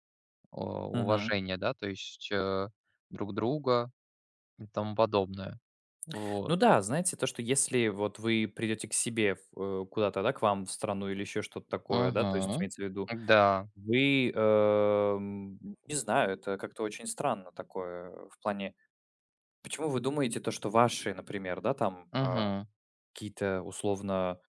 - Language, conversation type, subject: Russian, unstructured, Почему люди во время путешествий часто пренебрегают местными обычаями?
- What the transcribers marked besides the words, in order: other background noise; tapping